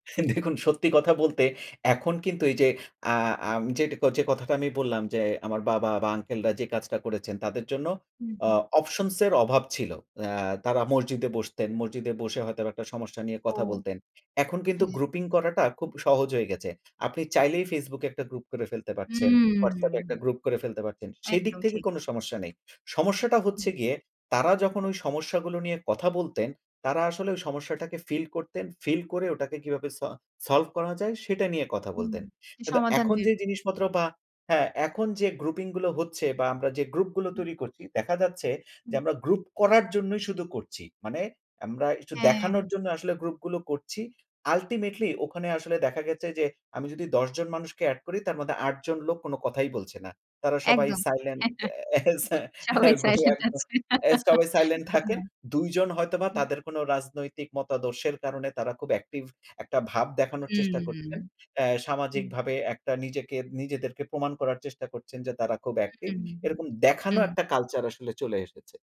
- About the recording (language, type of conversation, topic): Bengali, podcast, একাকীত্ব কমাতে কমিউনিটি কী করতে পারে বলে মনে হয়?
- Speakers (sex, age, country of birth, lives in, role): female, 25-29, Bangladesh, Bangladesh, host; male, 35-39, Bangladesh, Finland, guest
- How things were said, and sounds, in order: other background noise; laughing while speaking: "দেখুন সত্যি কথা বলতে"; "করেছেন" said as "করেচেন"; in English: "options"; in English: "grouping"; "গেছে" said as "গেচে"; "পারছেন" said as "পারচেন"; "কিন্তু" said as "কিদ"; in English: "grouping"; "করছি" said as "করচি"; "করছি" said as "করচি"; in English: "ultimately"; "গেছে" said as "গেচে"; chuckle; laughing while speaking: "সবাই সাইলেন্ট আছে"; unintelligible speech; chuckle